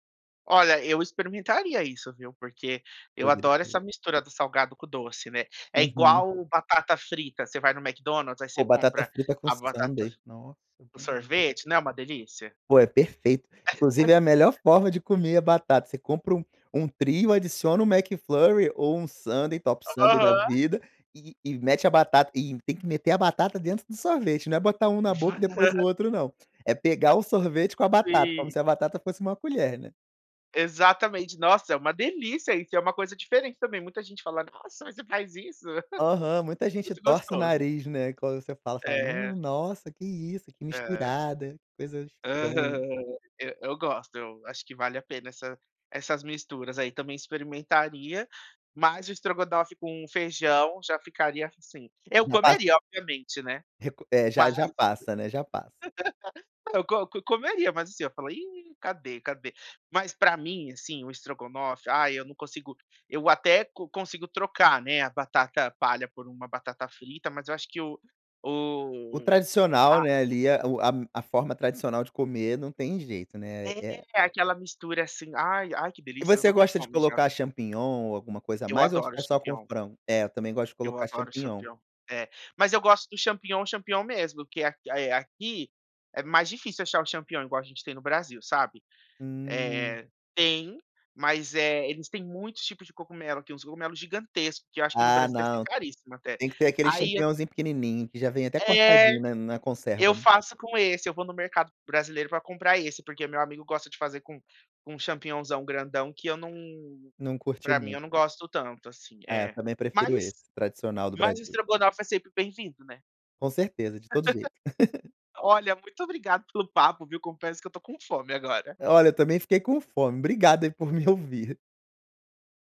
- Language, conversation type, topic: Portuguese, podcast, Qual erro culinário virou uma descoberta saborosa para você?
- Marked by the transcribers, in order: laugh; laughing while speaking: "Aham"; laugh; laugh; laugh